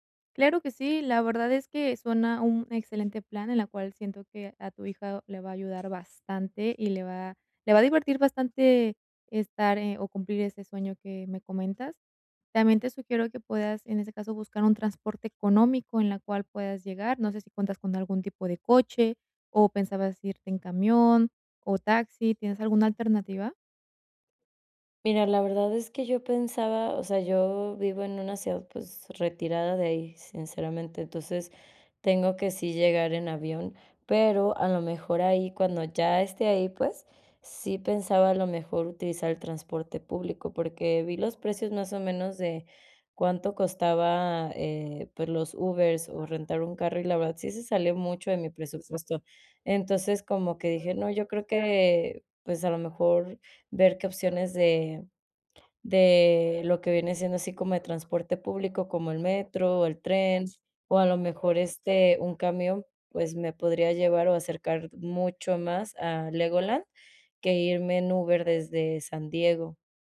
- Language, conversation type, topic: Spanish, advice, ¿Cómo puedo disfrutar de unas vacaciones con poco dinero y poco tiempo?
- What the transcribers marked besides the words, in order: other background noise; tapping